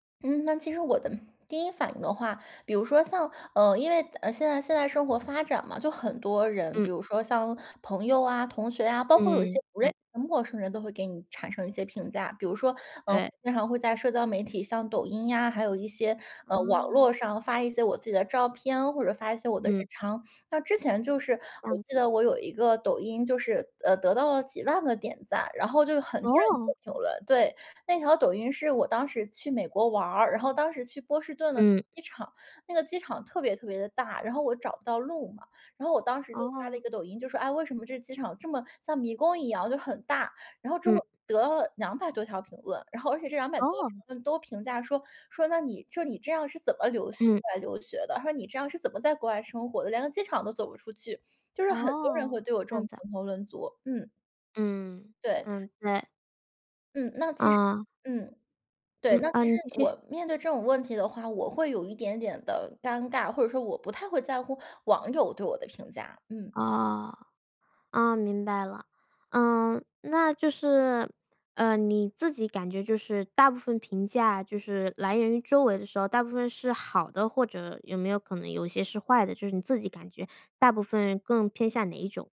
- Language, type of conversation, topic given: Chinese, podcast, 你会如何应对别人对你变化的评价？
- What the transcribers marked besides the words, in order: none